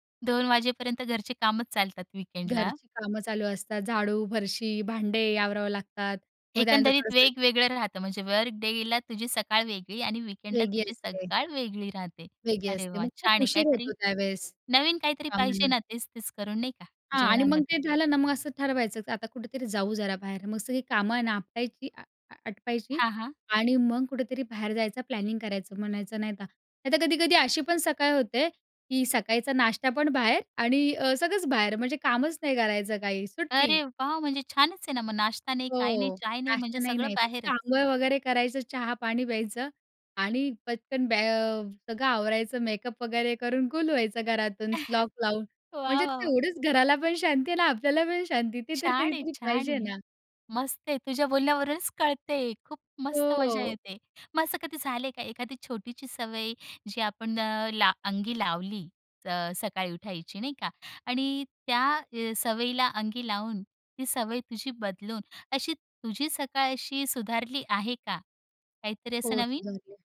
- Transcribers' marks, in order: other background noise; in English: "वर्क डेला"; joyful: "गुल व्हायचं घरातून लॉक लावून"; chuckle; laughing while speaking: "वाह, वाह, वाह!"; "छोटीशी" said as "छोटीची"
- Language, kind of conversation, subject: Marathi, podcast, सकाळी उठल्यावर तुम्ही सर्वात पहिलं काय करता?